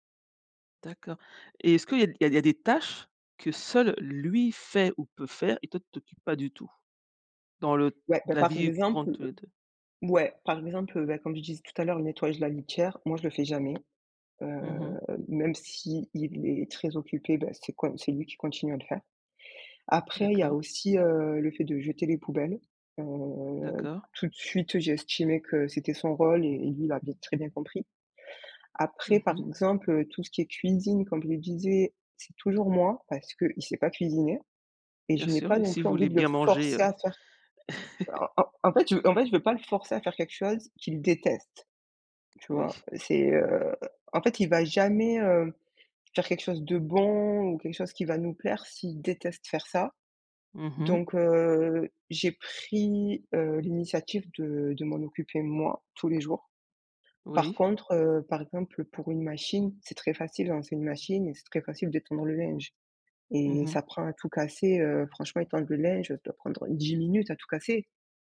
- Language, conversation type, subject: French, podcast, Comment peut-on partager équitablement les tâches ménagères ?
- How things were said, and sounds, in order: tapping; other background noise; drawn out: "Heu"; stressed: "forcer"; chuckle